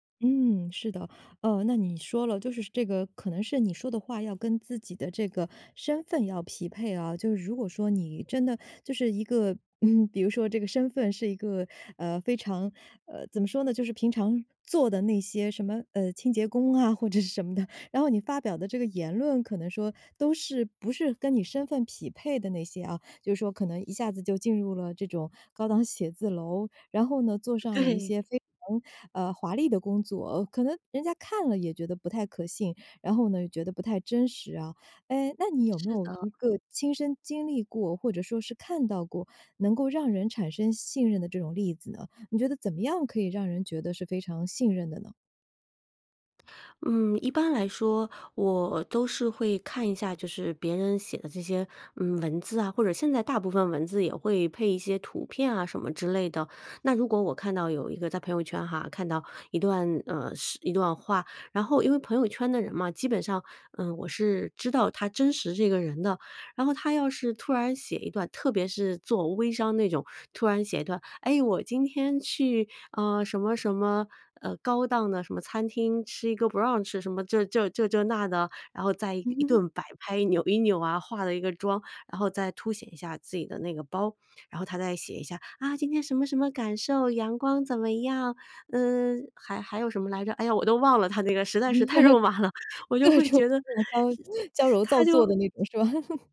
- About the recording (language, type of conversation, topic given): Chinese, podcast, 在网上如何用文字让人感觉真实可信？
- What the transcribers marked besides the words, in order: laughing while speaking: "是什么的"; laughing while speaking: "对"; in English: "brunch"; put-on voice: "啊，今天什么什么感受，阳光怎么样，嗯"; laugh; unintelligible speech; laughing while speaking: "太肉麻了"; laughing while speaking: "是吧？"; laugh